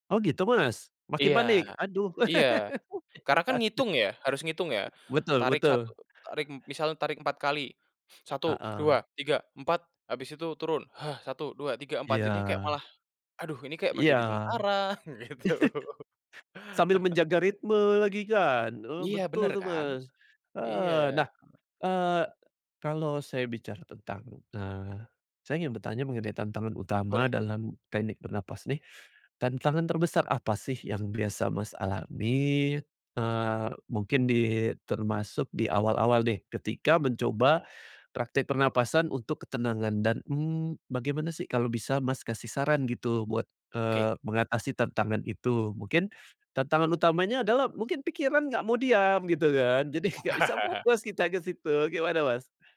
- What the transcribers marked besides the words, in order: laugh; laughing while speaking: "Waduh"; other background noise; inhale; sigh; tapping; chuckle; laughing while speaking: "gitu"; laugh; laughing while speaking: "jadi"; chuckle
- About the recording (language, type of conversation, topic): Indonesian, podcast, Bagaimana kamu menggunakan napas untuk menenangkan tubuh?